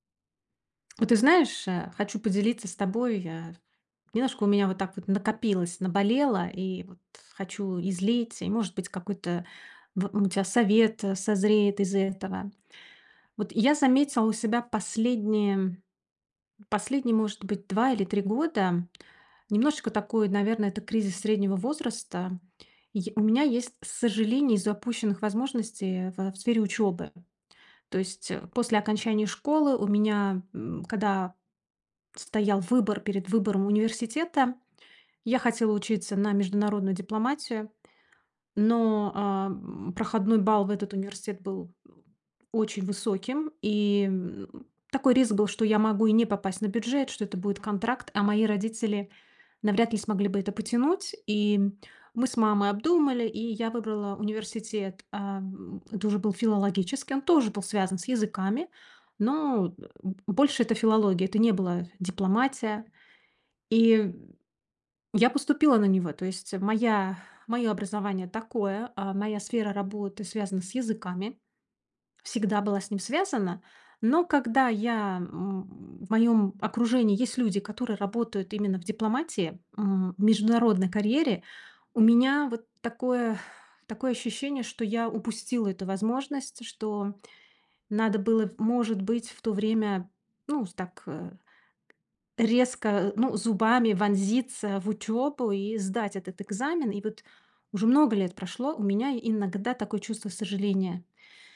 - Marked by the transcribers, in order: sigh; tapping
- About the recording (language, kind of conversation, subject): Russian, advice, Как вы переживаете сожаление об упущенных возможностях?